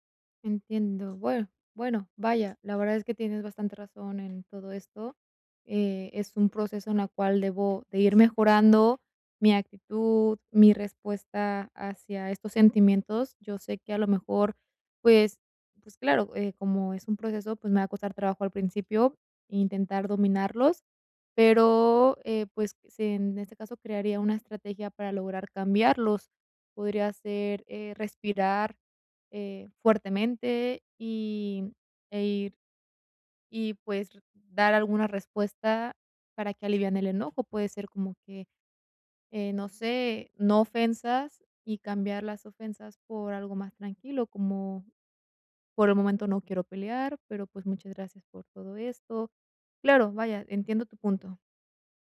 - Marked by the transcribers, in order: none
- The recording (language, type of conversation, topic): Spanish, advice, ¿Cómo puedo dejar de repetir patrones de comportamiento dañinos en mi vida?